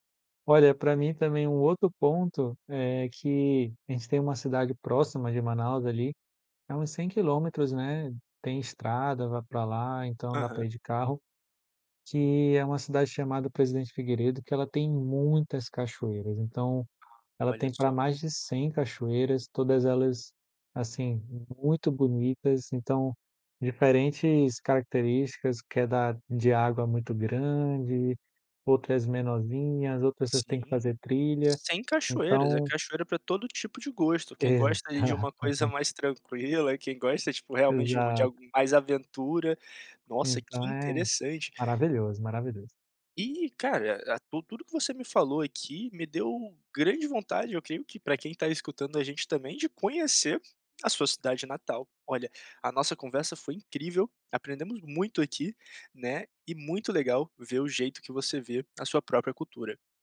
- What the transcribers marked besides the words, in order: none
- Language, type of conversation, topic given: Portuguese, podcast, O que te dá mais orgulho na sua herança cultural?